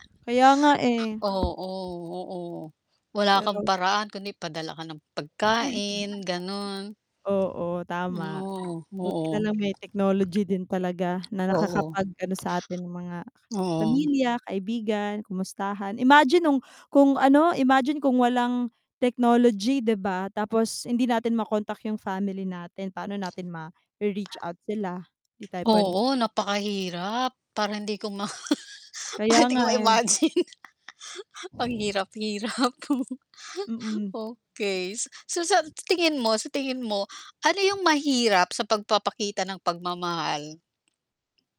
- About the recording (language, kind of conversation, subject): Filipino, unstructured, Paano mo ipinapakita ang pagmamahal sa pamilya araw-araw?
- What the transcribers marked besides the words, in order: distorted speech; tapping; chuckle; static; dog barking; chuckle; laughing while speaking: "parang hindi ko ma-imagine"; other background noise; chuckle